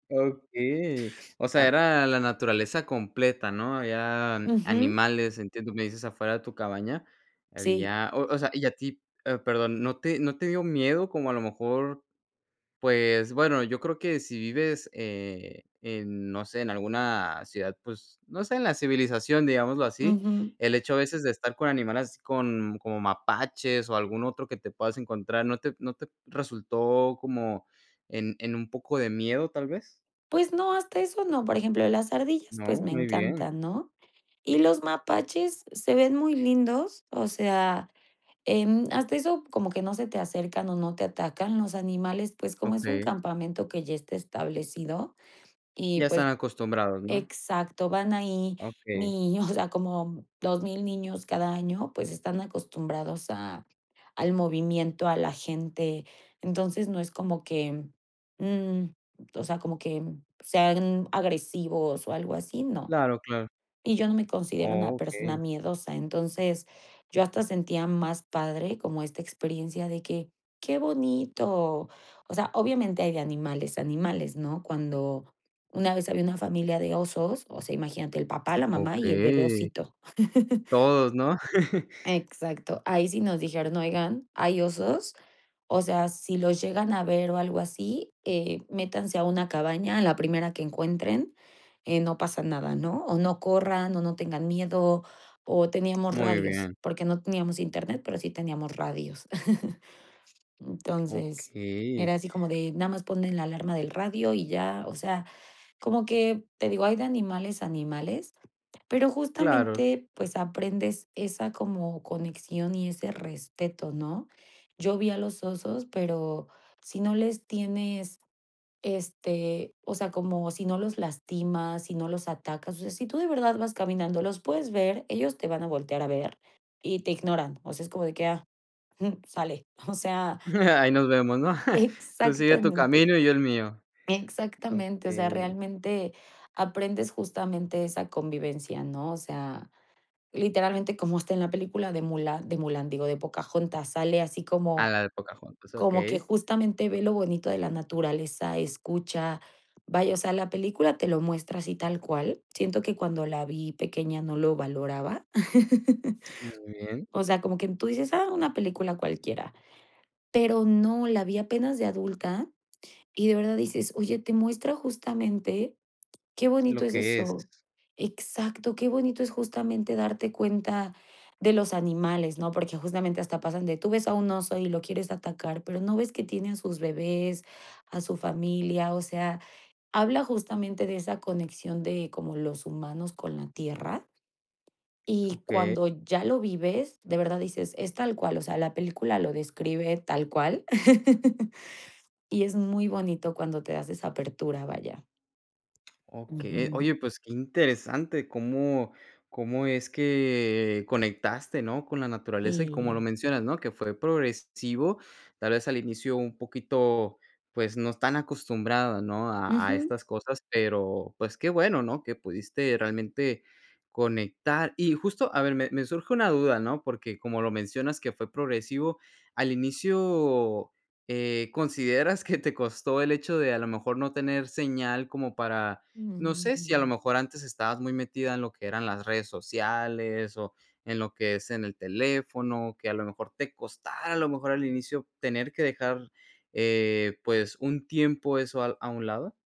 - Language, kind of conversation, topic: Spanish, podcast, ¿En qué viaje sentiste una conexión real con la tierra?
- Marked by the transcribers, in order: other background noise; tapping; laughing while speaking: "o sea"; laugh; chuckle; laugh; laughing while speaking: "O sea"; laugh; chuckle; laugh; laugh; laughing while speaking: "que"